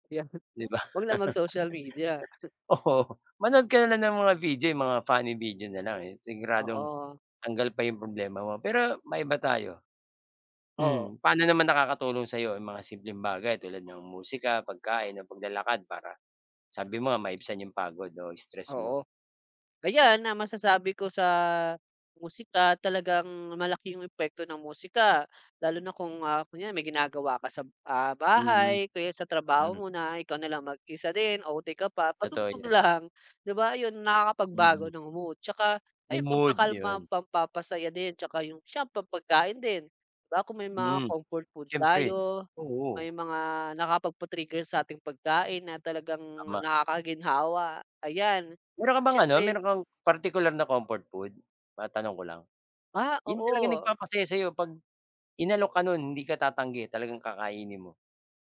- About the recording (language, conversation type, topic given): Filipino, unstructured, Paano ka nagpapahinga matapos ang mahirap na araw?
- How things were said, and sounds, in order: laughing while speaking: "Kaya"; chuckle; laugh; other background noise; laughing while speaking: "Oo"; chuckle; in English: "funny video"; in English: "comfort food"; in English: "comfort food?"